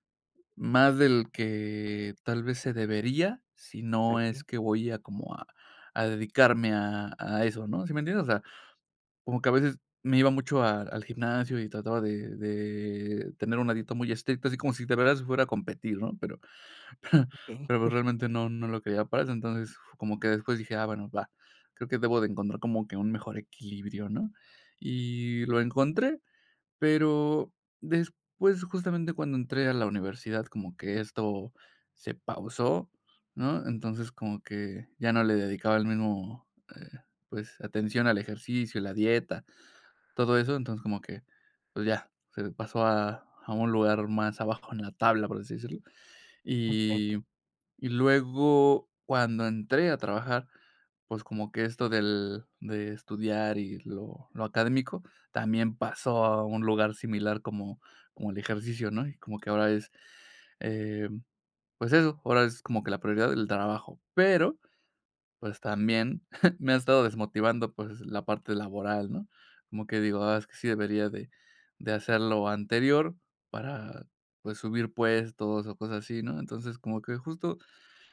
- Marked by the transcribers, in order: chuckle; chuckle
- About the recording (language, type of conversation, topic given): Spanish, advice, ¿Cómo puedo mantener la motivación a largo plazo cuando me canso?